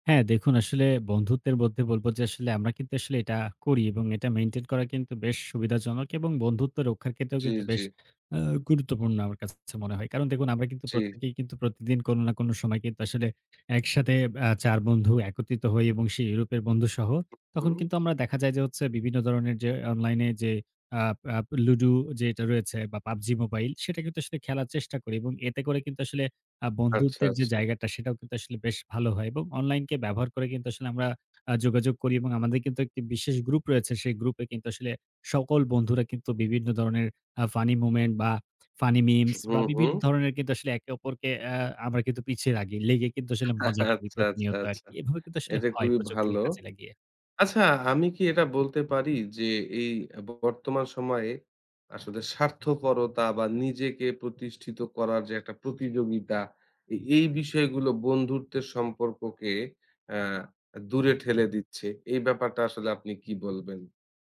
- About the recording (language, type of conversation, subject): Bengali, podcast, একজন বন্ধুর জন্য তুমি সাধারণত কীভাবে সময় বের করো?
- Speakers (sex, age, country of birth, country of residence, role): male, 30-34, Bangladesh, Bangladesh, host; male, 55-59, Bangladesh, Bangladesh, guest
- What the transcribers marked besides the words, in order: other background noise; laughing while speaking: "আচ্ছা, আচ্ছা, আচ্ছা"; alarm